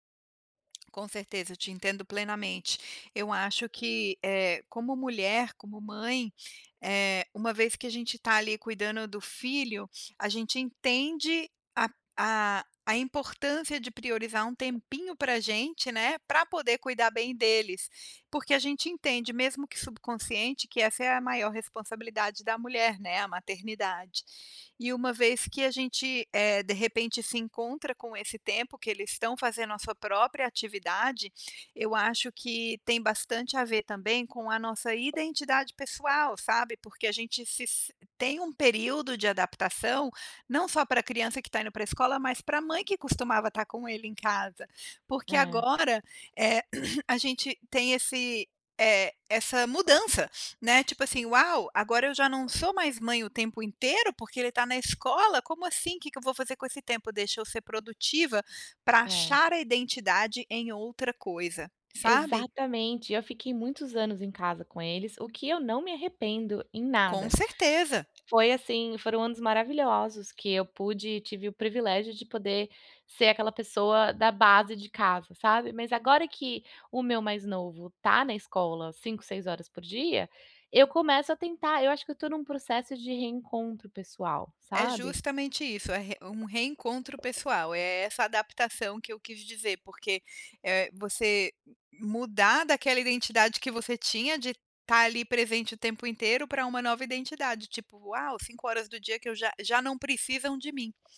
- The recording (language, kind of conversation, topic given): Portuguese, advice, Por que me sinto culpado ao tirar um tempo para lazer?
- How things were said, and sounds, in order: tapping; throat clearing